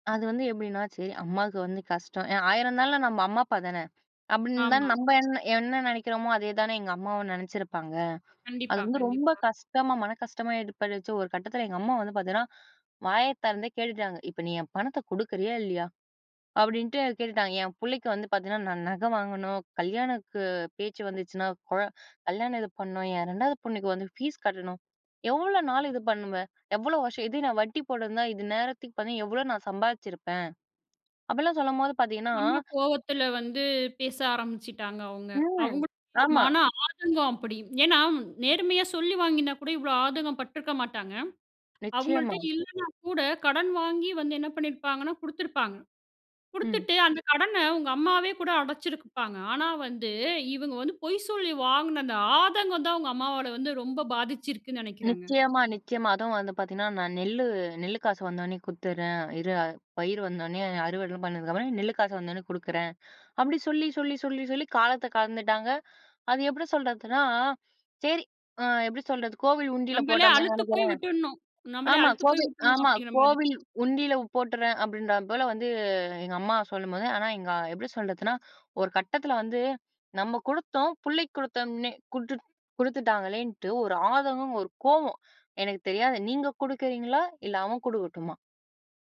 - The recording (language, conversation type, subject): Tamil, podcast, தகவல் பெருக்கம் உங்கள் உறவுகளை பாதிக்கிறதா?
- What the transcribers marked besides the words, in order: sad: "அது வந்து எப்டின்னா, சரி அம்மாவுக்கு … அப்படிலாம் சொல்லும்போது பாத்தீங்கன்னா"; angry: "இப்ப நீ என் பணத்தை குடுக்குறியா … அப்படிலாம் சொல்லும்போது பாத்தீங்கன்னா"; in English: "ஃபீஸ்"; disgusted: "அது எப்படி சொல்றதுன்னா, சரி அ … இல்ல அவன் குடுக்கட்டுமா?"; other noise